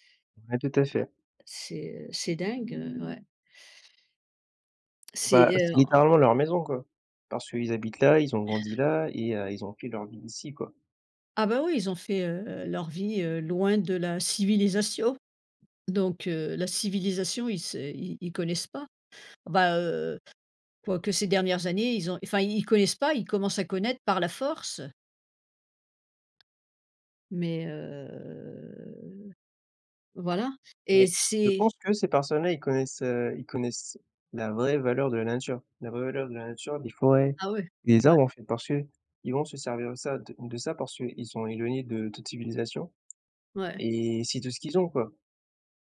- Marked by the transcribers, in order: other background noise; tapping; drawn out: "heu"
- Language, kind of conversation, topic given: French, unstructured, Comment ressens-tu les conséquences des catastrophes naturelles récentes ?